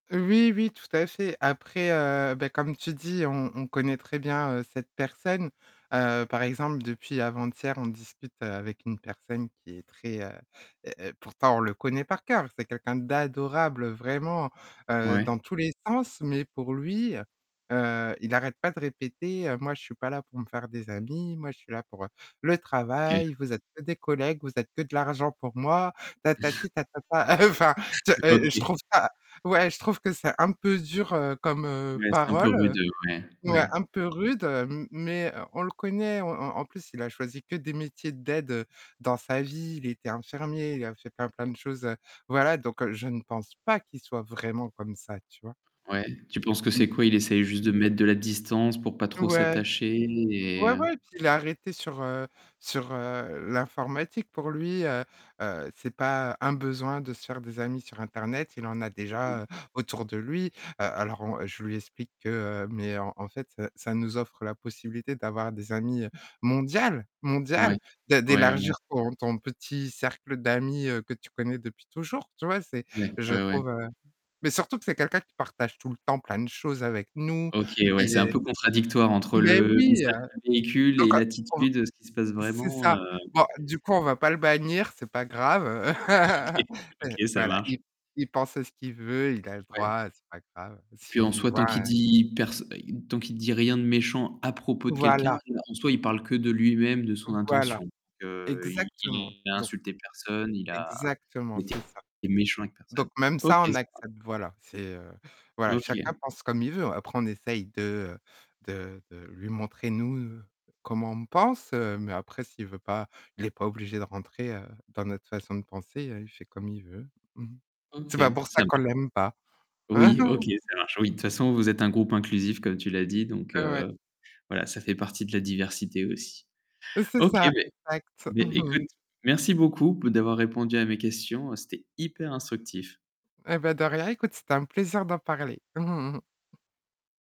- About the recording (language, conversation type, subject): French, podcast, Comment bâtir concrètement la confiance dans un espace en ligne ?
- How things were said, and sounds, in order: distorted speech; static; chuckle; laughing while speaking: "heu"; chuckle; stressed: "pas"; stressed: "mondial, mondial"; laughing while speaking: "OK"; laugh; other noise; stressed: "à propos"; tapping; chuckle; stressed: "hyper"; chuckle